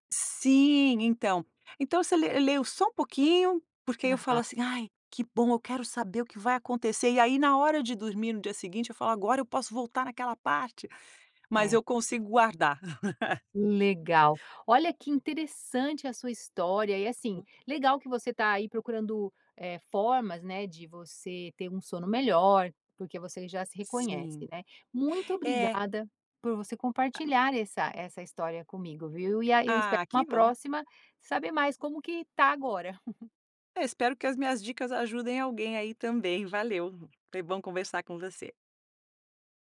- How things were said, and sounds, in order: laugh; other background noise; tapping; chuckle
- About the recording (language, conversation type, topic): Portuguese, podcast, O que você costuma fazer quando não consegue dormir?